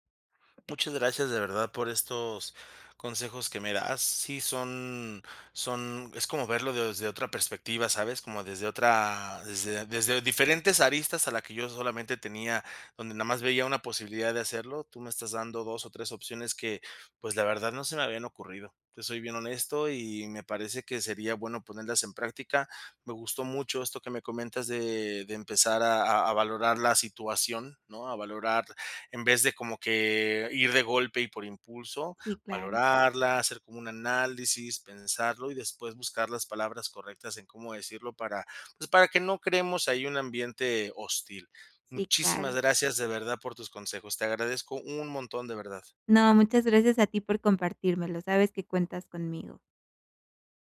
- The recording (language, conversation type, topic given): Spanish, advice, ¿Qué tipo de celos sientes por las interacciones en redes sociales?
- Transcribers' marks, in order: other background noise